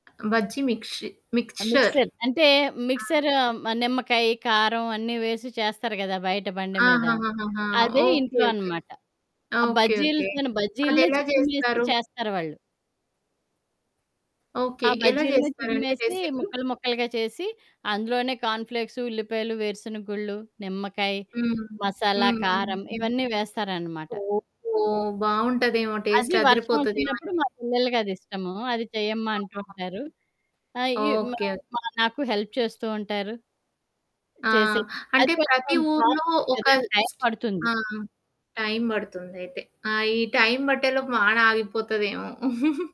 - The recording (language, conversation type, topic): Telugu, podcast, వీధి ఆహారాన్ని రుచి చూసే చిన్న ఆనందాన్ని సహజంగా ఎలా ఆస్వాదించి, కొత్త రుచులు ప్రయత్నించే ధైర్యం ఎలా పెంచుకోవాలి?
- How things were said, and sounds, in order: other background noise; in English: "రెసిపీ?"; in English: "టేస్ట్"; in English: "హెల్ప్"; giggle